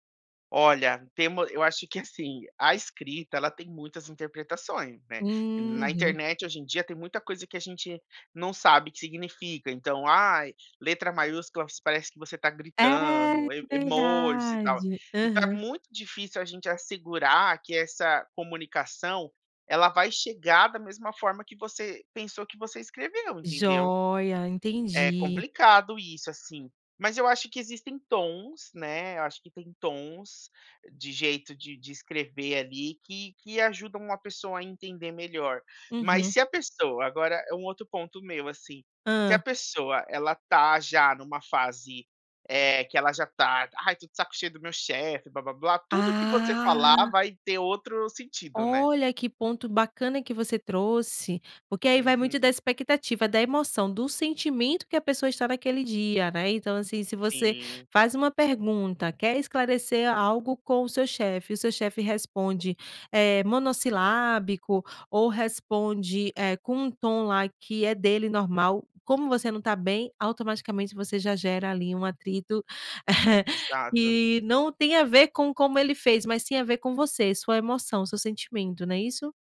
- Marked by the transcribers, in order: chuckle
- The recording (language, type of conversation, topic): Portuguese, podcast, Como pedir esclarecimentos sem criar atrito?